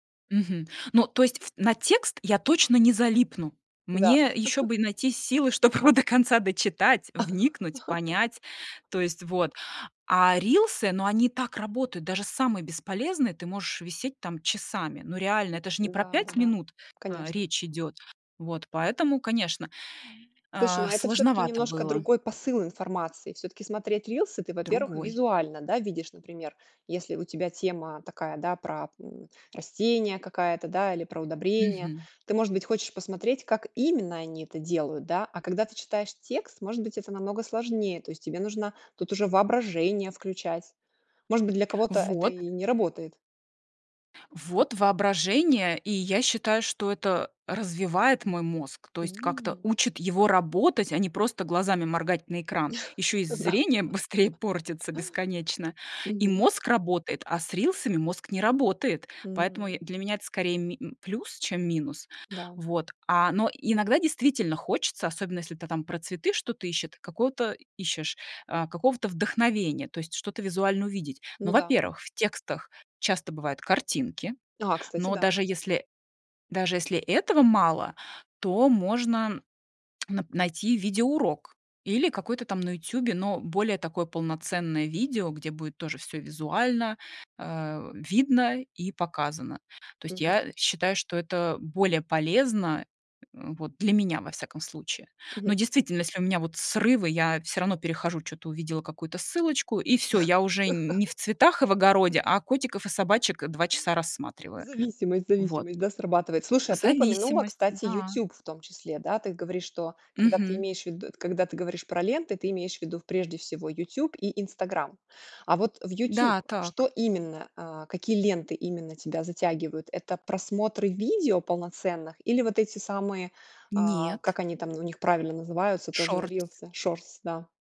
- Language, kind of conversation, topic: Russian, podcast, Как вы справляетесь с бесконечными лентами в телефоне?
- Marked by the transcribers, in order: laugh; laughing while speaking: "чтобы"; laugh; tapping; laughing while speaking: "Да"; laugh; laugh